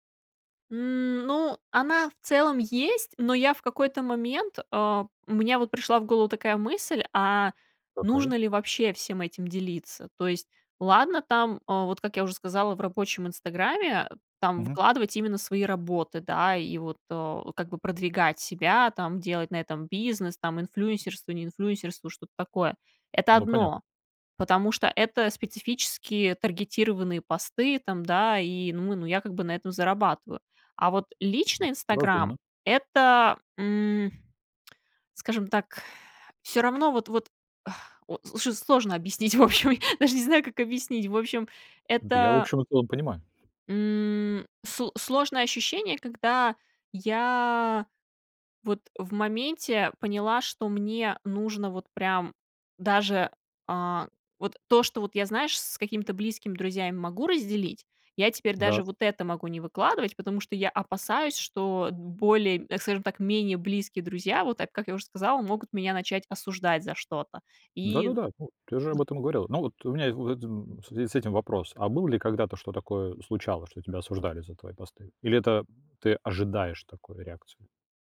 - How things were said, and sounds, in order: tapping; exhale; other background noise; laughing while speaking: "в общем"; unintelligible speech
- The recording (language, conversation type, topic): Russian, podcast, Какие границы ты устанавливаешь между личным и публичным?